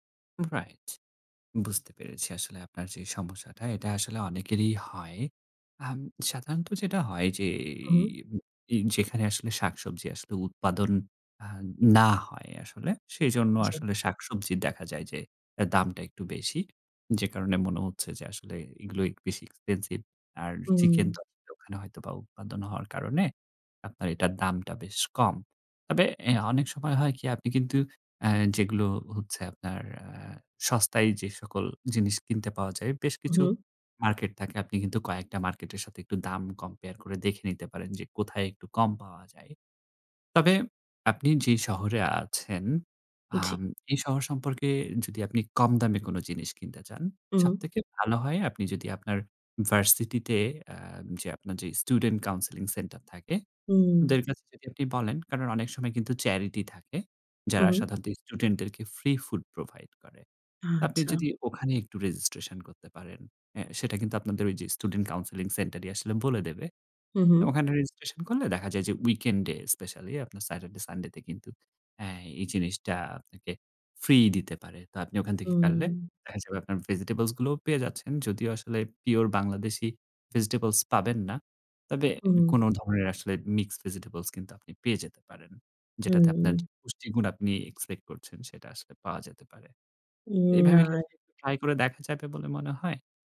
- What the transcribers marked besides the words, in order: "করলে" said as "কারলে"
- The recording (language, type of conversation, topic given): Bengali, advice, নতুন শহরে স্থানান্তর করার পর আপনার দৈনন্দিন রুটিন ও সম্পর্ক কীভাবে বদলে গেছে?